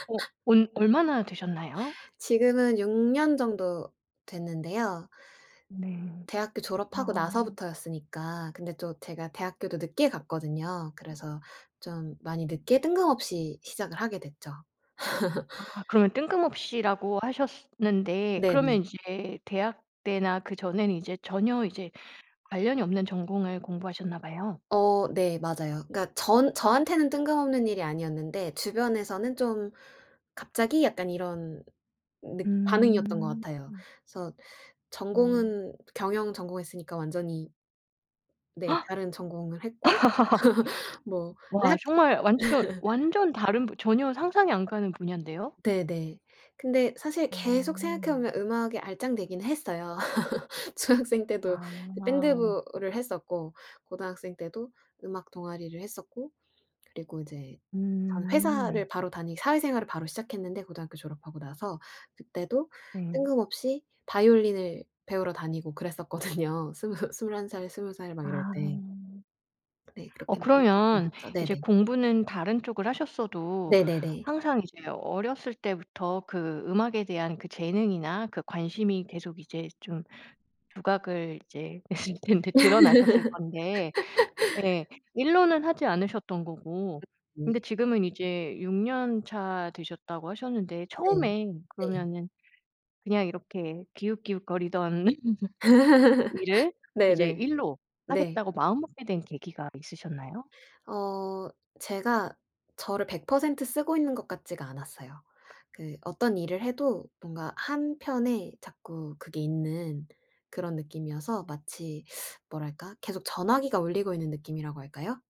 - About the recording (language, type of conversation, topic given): Korean, podcast, 지금 하시는 일을 시작하게 된 계기는 무엇인가요?
- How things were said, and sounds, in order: laugh; gasp; laugh; "완전" said as "완즈선"; laugh; laugh; laughing while speaking: "중학생 때도"; laughing while speaking: "그랬었거든요"; unintelligible speech; other background noise; laughing while speaking: "했을 텐데"; laugh; laugh; teeth sucking